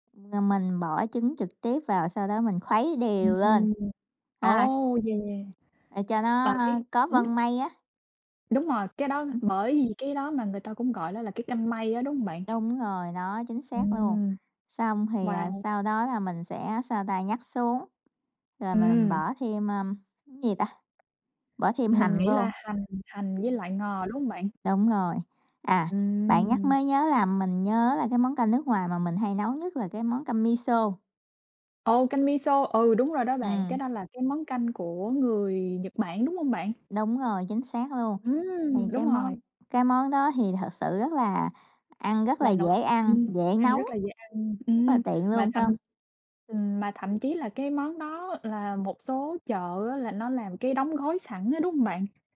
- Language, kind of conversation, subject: Vietnamese, unstructured, Bạn có bí quyết nào để nấu canh ngon không?
- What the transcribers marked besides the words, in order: tapping; other background noise